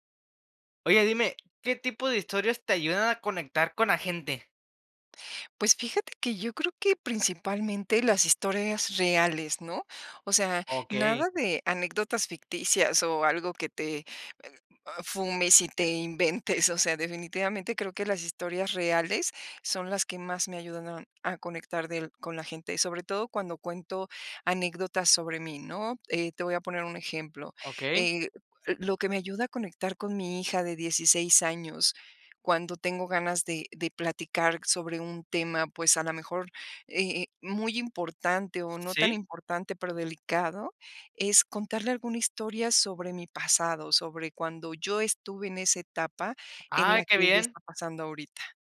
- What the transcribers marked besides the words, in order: other background noise
- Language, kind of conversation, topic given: Spanish, podcast, ¿Qué tipo de historias te ayudan a conectar con la gente?
- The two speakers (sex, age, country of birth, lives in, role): female, 45-49, Mexico, Mexico, guest; male, 20-24, Mexico, Mexico, host